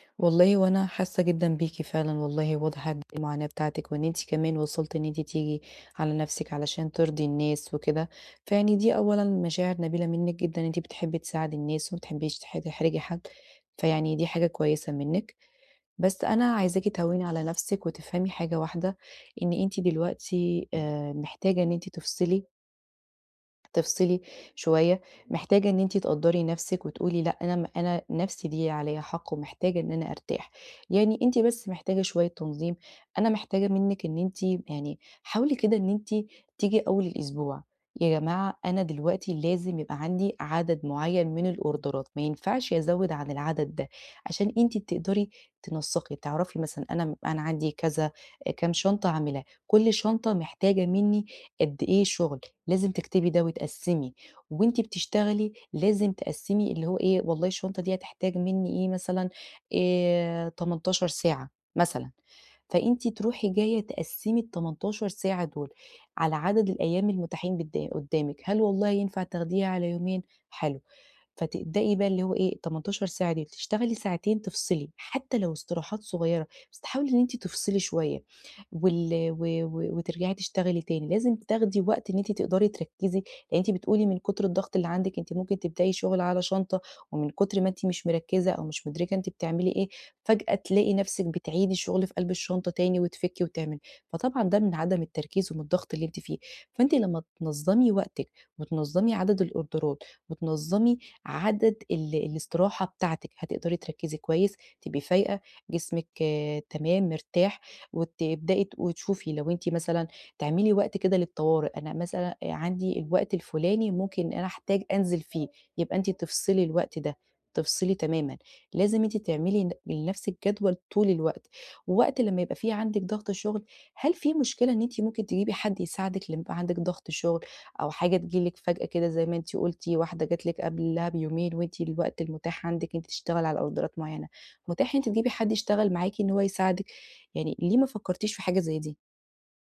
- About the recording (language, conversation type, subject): Arabic, advice, إزاي آخد بريكات قصيرة وفعّالة في الشغل من غير ما أحس بالذنب؟
- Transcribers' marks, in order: tapping; in English: "الأوردرات"; in English: "الأوردرات"; other background noise; in English: "أوردرات"